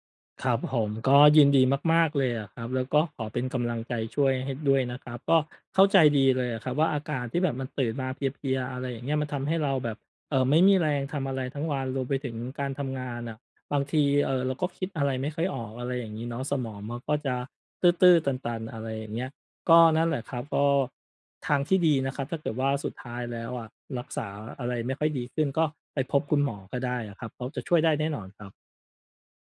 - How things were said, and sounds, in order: none
- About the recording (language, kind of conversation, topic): Thai, advice, ทำไมฉันถึงรู้สึกเหนื่อยทั้งวันทั้งที่คิดว่านอนพอแล้ว?